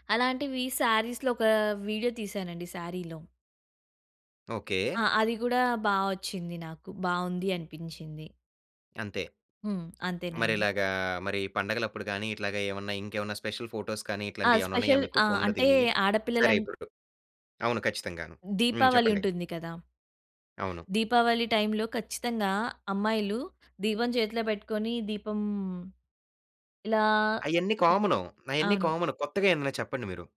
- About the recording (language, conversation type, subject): Telugu, podcast, ఫోన్ కెమెరాలు జ్ఞాపకాలను ఎలా మార్చుతున్నాయి?
- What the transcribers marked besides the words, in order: in English: "శారీలో"; other background noise; in English: "స్పెషల్ ఫోటోస్"; in English: "స్పెషల్"; in English: "టైమ్‌లో"; in English: "కామన్"; other noise; in English: "కామన్"